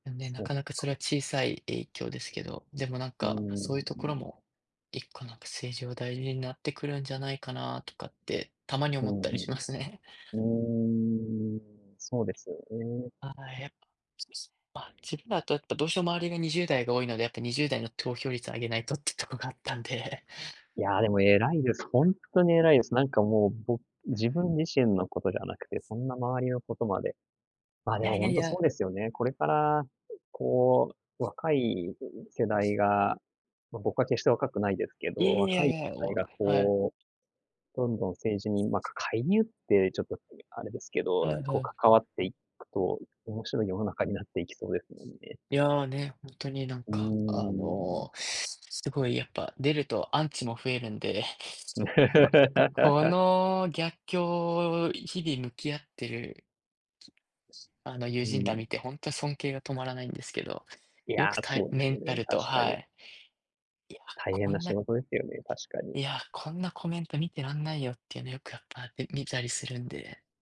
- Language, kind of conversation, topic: Japanese, unstructured, 政治が変わると、私たちの生活も変わると思いますか？
- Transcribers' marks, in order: laughing while speaking: "ってとこがあったんで"; tapping; laugh; unintelligible speech